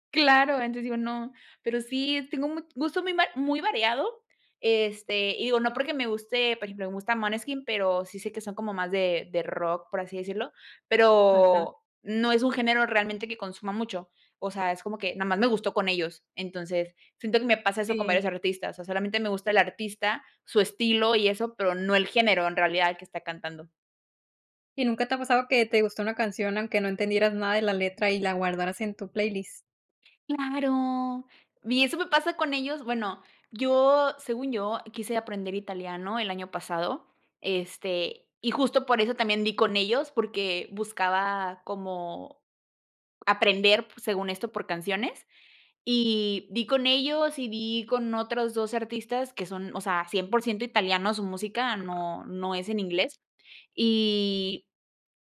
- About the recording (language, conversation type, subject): Spanish, podcast, ¿Qué opinas de mezclar idiomas en una playlist compartida?
- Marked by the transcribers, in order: none